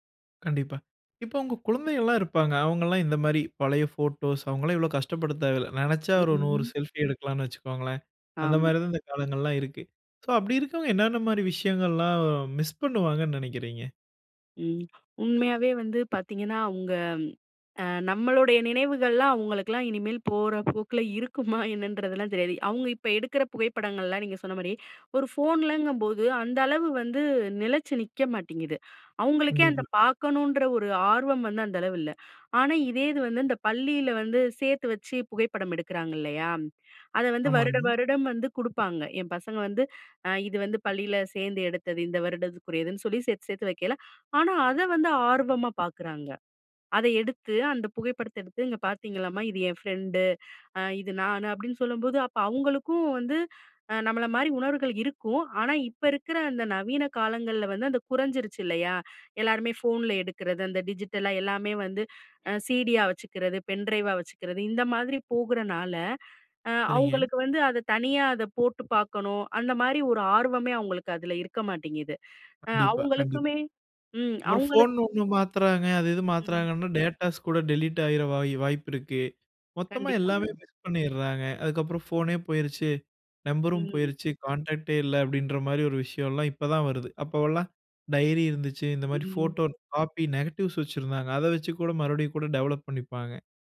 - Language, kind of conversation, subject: Tamil, podcast, பழைய புகைப்படங்களைப் பார்த்தால் உங்களுக்கு என்ன மாதிரியான உணர்வுகள் வரும்?
- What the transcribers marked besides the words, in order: laughing while speaking: "நினைச்சா ஒரு நூறு செல்ஃபி எடுக்கலாம்னு வச்சுக்கோங்களேன். அந்த மாரி தான் இந்த காலங்கள்லாம் இருக்கு"; unintelligible speech; chuckle; chuckle; in English: "டிஜிட்டலா"; in English: "டேட்டாஸ்"; in English: "டெலீட்"; in English: "கான்டாக்டே"; in English: "ஃபோட்டோ காப்பி நெகட்டிவ்ஸ்"; in English: "டெவலப்"